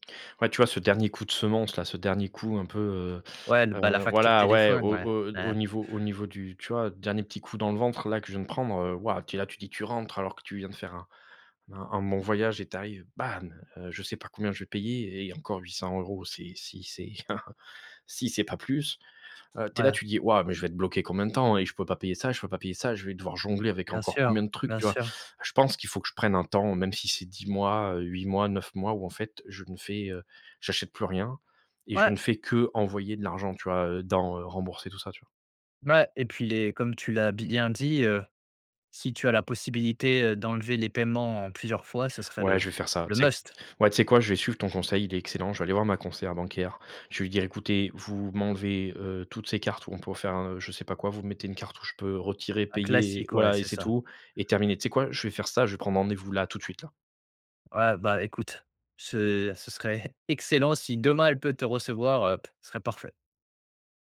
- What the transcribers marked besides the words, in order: chuckle; stressed: "must"
- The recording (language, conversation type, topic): French, advice, Comment gérer le stress provoqué par des factures imprévues qui vident votre compte ?